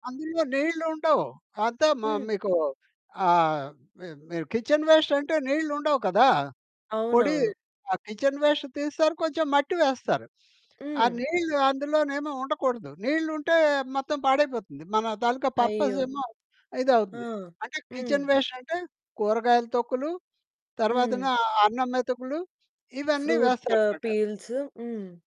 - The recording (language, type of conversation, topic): Telugu, podcast, మన బगीచాలో కంపోస్టు తయారు చేయడం ఎలా మొదలుపెట్టాలి?
- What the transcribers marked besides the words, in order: in English: "కిచెన్ వేస్ట్"; in English: "కిచెన్ వేస్ట్"; in English: "పర్పస్"; in English: "కిచెన్ వేస్ట్"